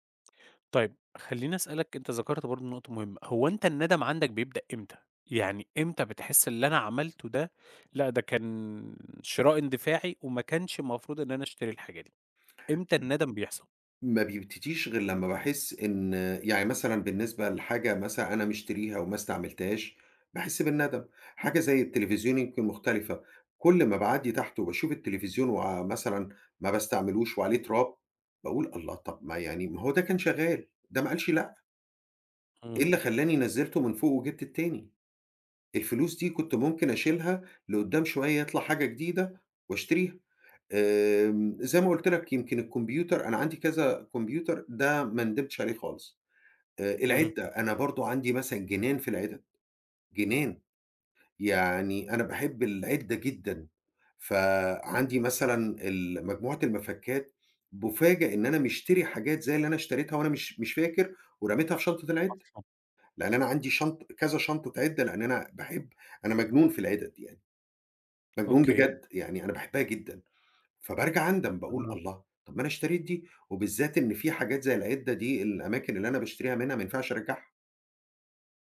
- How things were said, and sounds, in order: none
- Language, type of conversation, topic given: Arabic, advice, إزاي الشراء الاندفاعي أونلاين بيخلّيك تندم ويدخّلك في مشاكل مالية؟